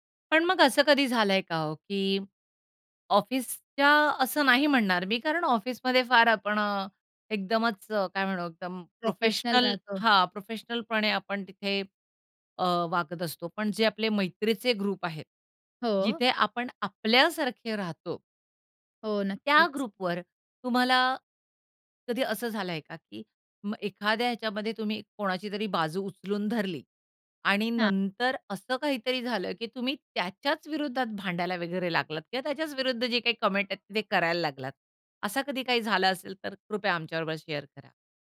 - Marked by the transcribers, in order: in English: "प्रोफेशनल"; in English: "प्रोफेशनल"; in English: "प्रोफेशनलपणे"
- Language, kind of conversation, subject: Marathi, podcast, ग्रुप चॅटमध्ये तुम्ही कोणती भूमिका घेतता?